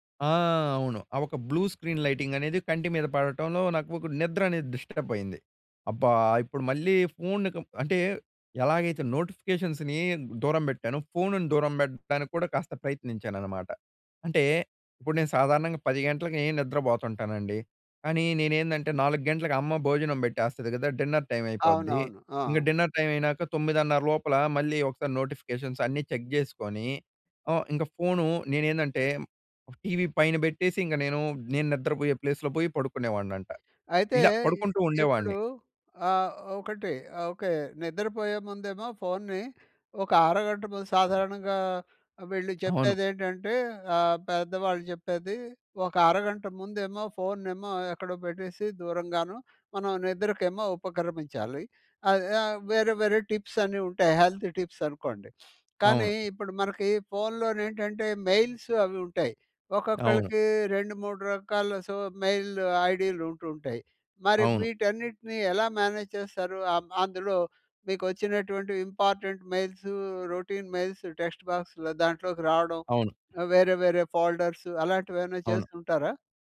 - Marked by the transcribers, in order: in English: "బ్లూ స్క్రీన్ లైటింగ్"; in English: "డిస్టర్బ్"; in English: "నోటిఫికేషన్స్‌ని"; in English: "డిన్నర్ టైమ్"; in English: "డిన్నర్ టైమ్"; in English: "నోటిఫికేషన్స్"; in English: "చెక్"; in English: "ప్లేస్‌లో"; in English: "టిప్స్"; in English: "హెల్త్ టిప్స్"; sniff; in English: "మెయిల్స్"; in English: "సో"; in English: "మేనేజ్"; in English: "ఇంపార్టెంట్ మెయిల్స్, రొటీన్ మెయిల్స్. టెక్స్ట్ బాక్స్‌లో"; in English: "ఫోల్డర్స్"
- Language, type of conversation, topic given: Telugu, podcast, ఫోన్ నోటిఫికేషన్లను మీరు ఎలా నిర్వహిస్తారు?